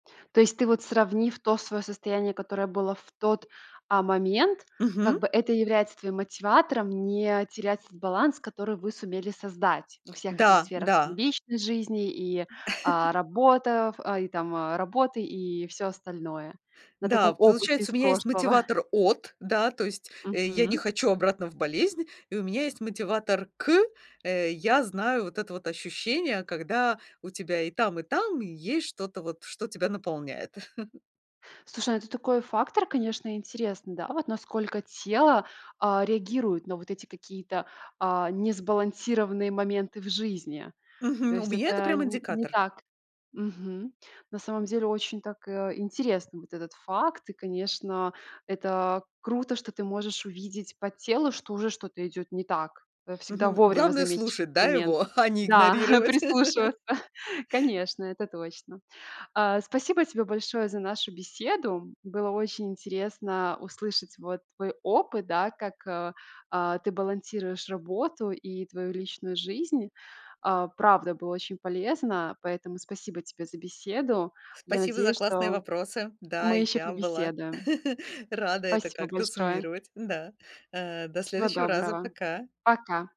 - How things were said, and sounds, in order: tapping; chuckle; other background noise; chuckle; chuckle; exhale; laugh; exhale; chuckle; laugh
- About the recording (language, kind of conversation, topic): Russian, podcast, Как вы находите баланс между работой и семейной жизнью?